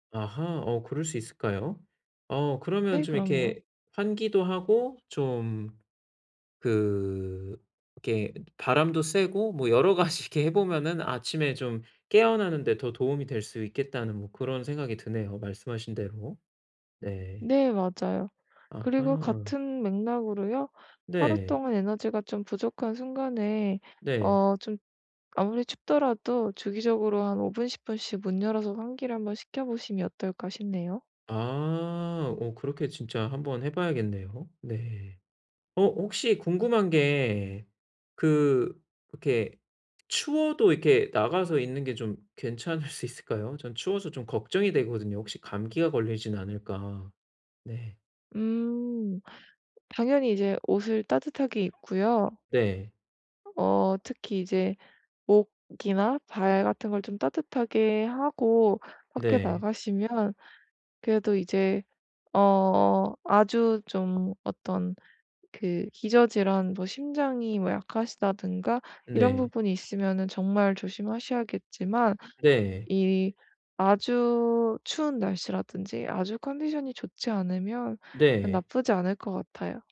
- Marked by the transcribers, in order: laughing while speaking: "여러 가지"; other background noise; laughing while speaking: "괜찮을 수"
- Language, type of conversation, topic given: Korean, advice, 하루 동안 에너지를 더 잘 관리하려면 어떻게 해야 하나요?